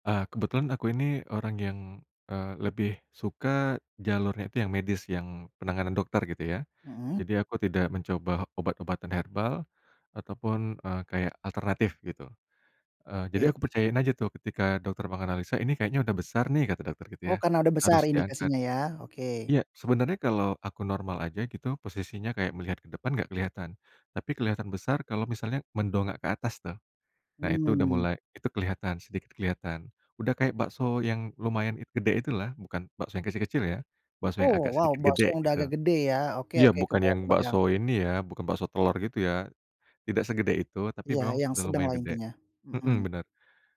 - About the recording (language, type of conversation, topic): Indonesian, podcast, Bisa ceritakan tentang orang yang pernah menolong kamu saat sakit atau kecelakaan?
- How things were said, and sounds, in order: none